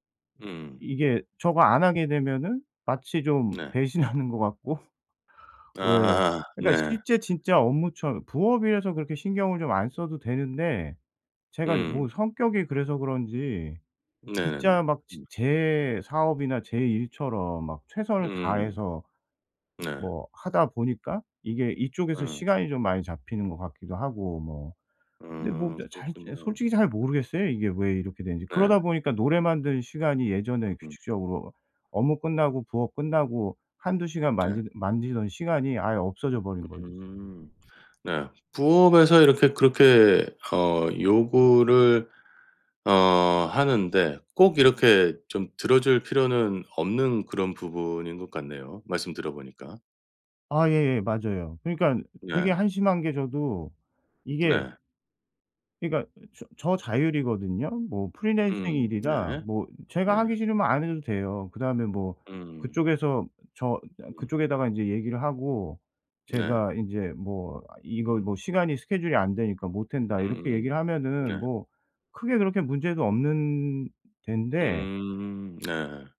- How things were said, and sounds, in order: laughing while speaking: "배신하는 것 같고"; other background noise
- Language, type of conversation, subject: Korean, advice, 매주 정해진 창작 시간을 어떻게 확보할 수 있을까요?